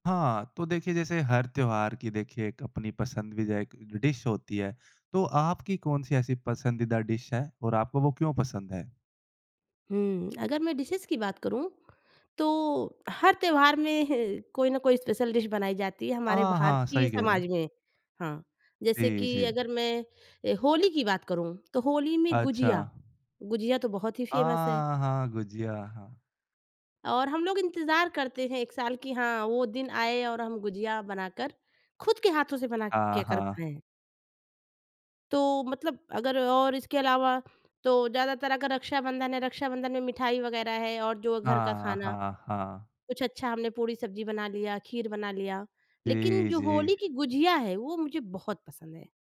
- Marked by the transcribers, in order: in English: "डिश"; in English: "डिश"; in English: "डिशेज़"; in English: "डिश"
- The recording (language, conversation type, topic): Hindi, podcast, त्योहारों पर खाने में आपकी सबसे पसंदीदा डिश कौन-सी है?